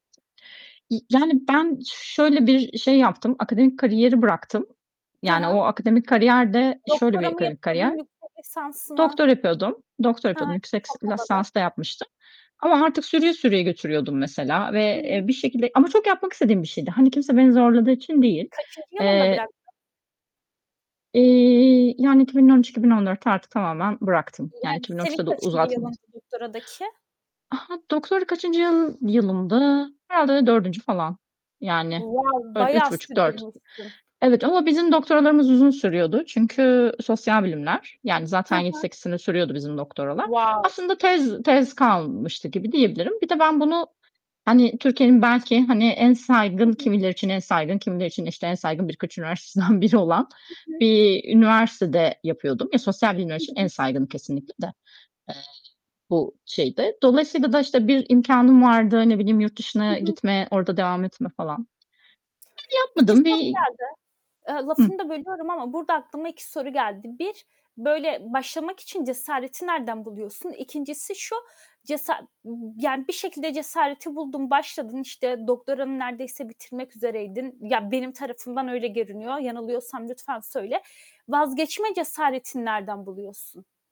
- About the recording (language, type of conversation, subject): Turkish, podcast, Yeni başlayanlara vereceğin en iyi üç tavsiye ne olur?
- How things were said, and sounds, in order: distorted speech; "lisans" said as "lasans"; unintelligible speech; static; in English: "Wow!"